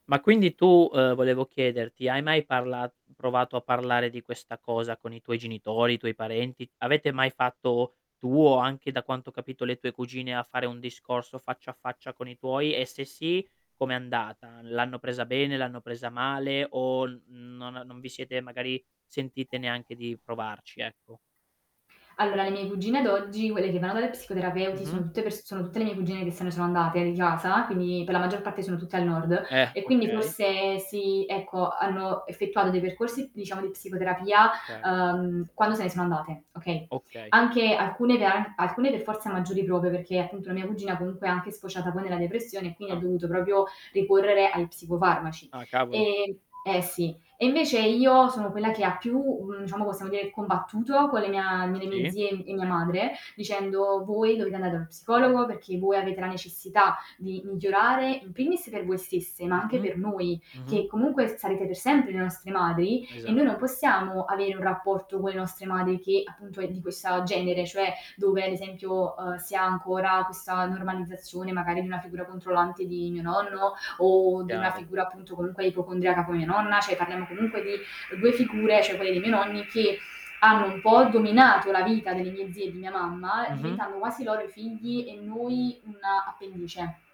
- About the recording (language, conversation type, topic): Italian, podcast, Come si può parlare di salute mentale in famiglia?
- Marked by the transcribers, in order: static; other background noise; distorted speech; unintelligible speech; "proprio" said as "propio"; tapping